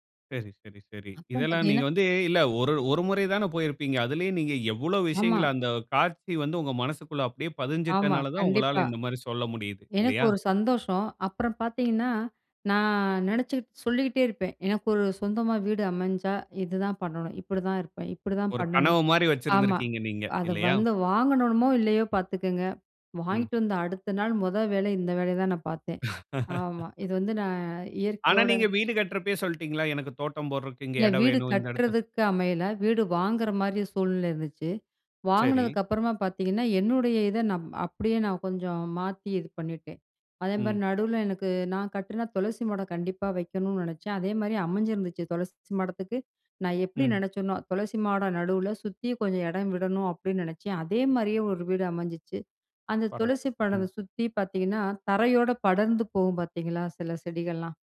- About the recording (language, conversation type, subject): Tamil, podcast, நகர வாழ்க்கையில் பசுமையும் இயற்கையும் தொடர்பாக உங்களுக்கு அதிக ஊக்கம் தருவது யார்?
- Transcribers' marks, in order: laugh; tapping